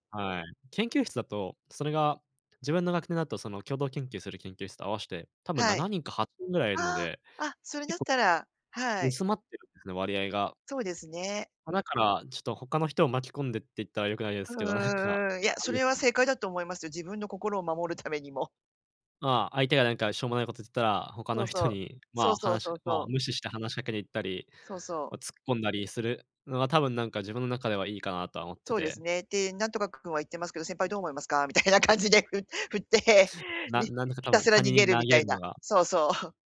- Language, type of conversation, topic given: Japanese, advice, 友だちの前で自分らしくいられないのはどうしてですか？
- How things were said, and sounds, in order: laughing while speaking: "なんか"; laughing while speaking: "守るためにも"; laughing while speaking: "みたいな感じでふ 振って"